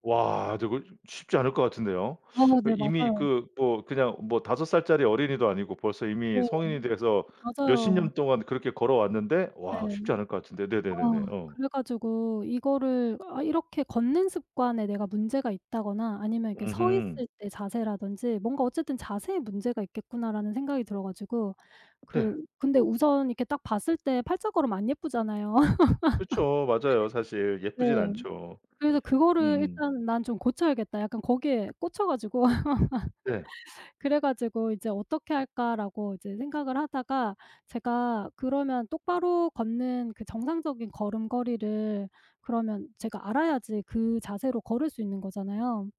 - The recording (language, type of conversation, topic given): Korean, podcast, 나쁜 습관을 끊고 새 습관을 만드는 데 어떤 방법이 가장 효과적이었나요?
- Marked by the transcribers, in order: other background noise; tapping; laugh; laugh